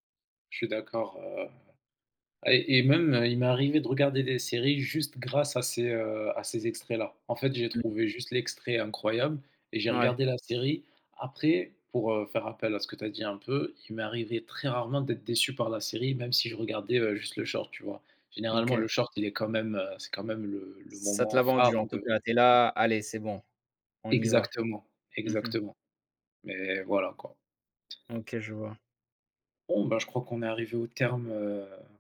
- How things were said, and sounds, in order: in English: "short"; in English: "short"; tapping
- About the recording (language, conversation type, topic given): French, unstructured, Quel est le film qui vous a le plus marqué récemment ?
- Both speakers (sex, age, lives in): male, 20-24, France; male, 25-29, France